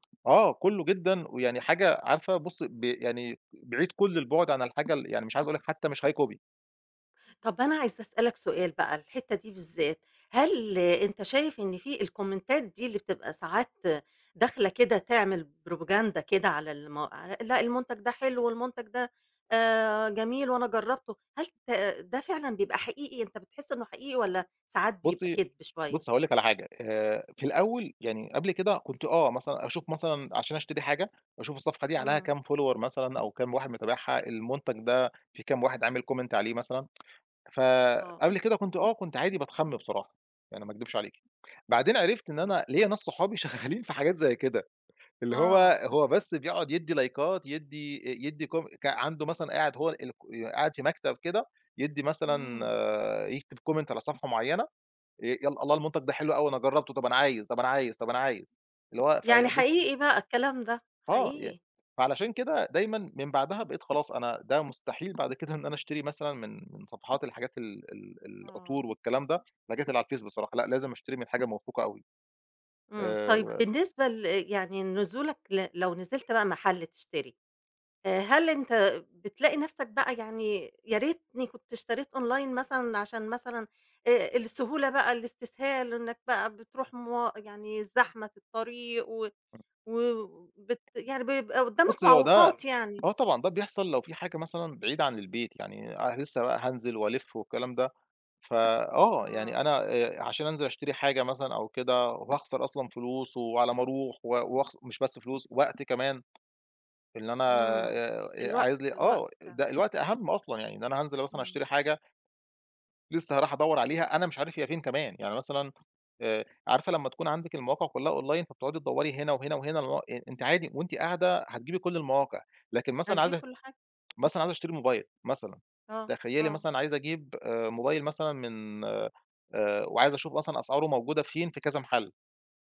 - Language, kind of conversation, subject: Arabic, podcast, بتحب تشتري أونلاين ولا تفضل تروح المحل، وليه؟
- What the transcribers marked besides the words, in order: tapping; other background noise; in English: "copy high"; in English: "الكومنتات"; in English: "propaganda"; in English: "follower"; in English: "comment"; tsk; unintelligible speech; laughing while speaking: "شغّالين"; in English: "لايكات"; in English: "comment"; tsk; in English: "online"; in English: "online"